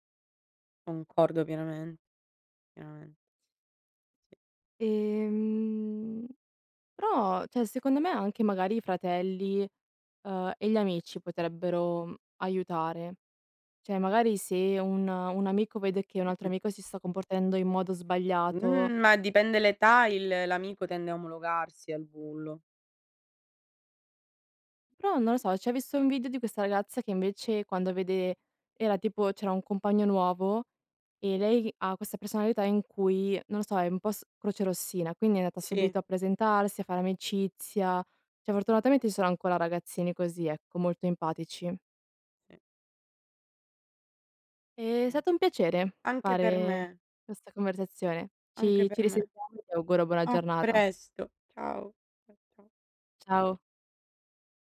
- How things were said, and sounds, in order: "cioè" said as "ceh"; "Cioè" said as "ceh"; "comportando" said as "comportendo"; drawn out: "Mh"; "cioè" said as "ceh"; "Cioè" said as "ceh"; other background noise
- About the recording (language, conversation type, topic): Italian, unstructured, Come si può combattere il bullismo nelle scuole?